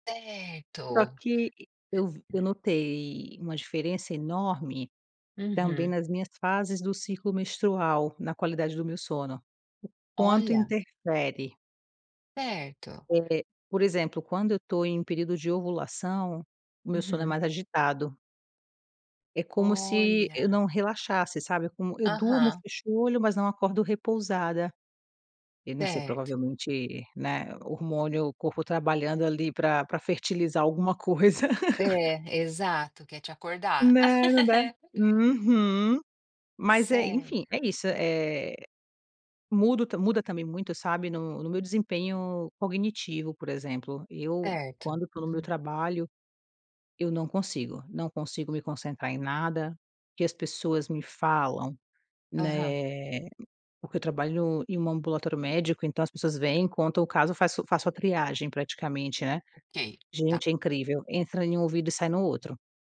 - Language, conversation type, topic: Portuguese, podcast, Que papel o sono desempenha na cura, na sua experiência?
- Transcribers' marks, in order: other background noise; chuckle